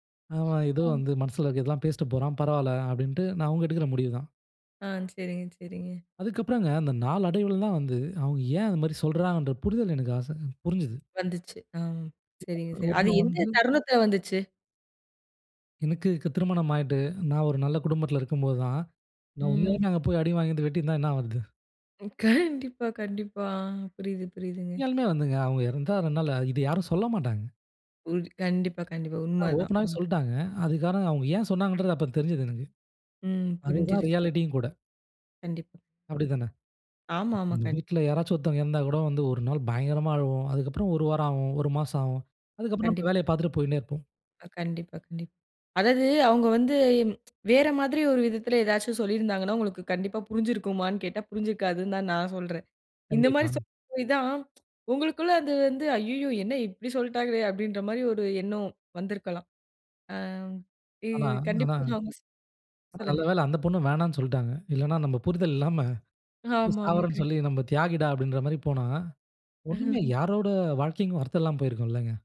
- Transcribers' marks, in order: other background noise; unintelligible speech; laughing while speaking: "கண்டிப்பா கண்டிப்பா"; unintelligible speech; in English: "ரியாலிட்டி"; tsk; tsk; tsk; "இன்னுமே" said as "ஒன்னுமே"; laugh
- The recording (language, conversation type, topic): Tamil, podcast, குடும்பம் உங்கள் முடிவுக்கு எப்படி பதிலளித்தது?